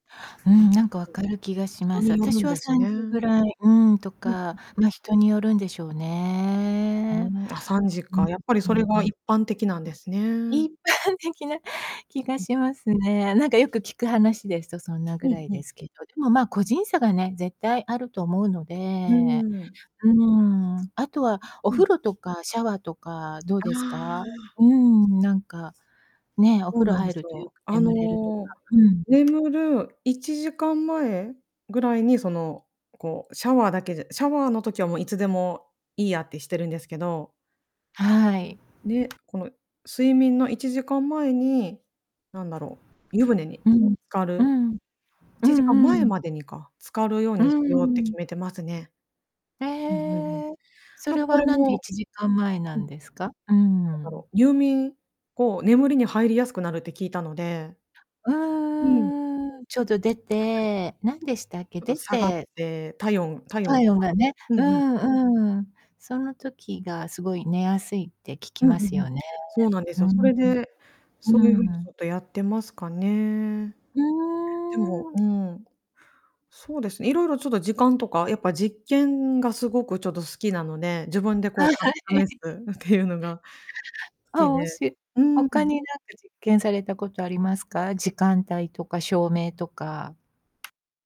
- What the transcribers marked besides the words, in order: static; tapping; unintelligible speech; distorted speech; drawn out: "ね"; laughing while speaking: "一般的な気がしますね"; laughing while speaking: "はい はい はい"; unintelligible speech
- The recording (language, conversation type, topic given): Japanese, podcast, 睡眠の質を上げるために普段どんなことをしていますか？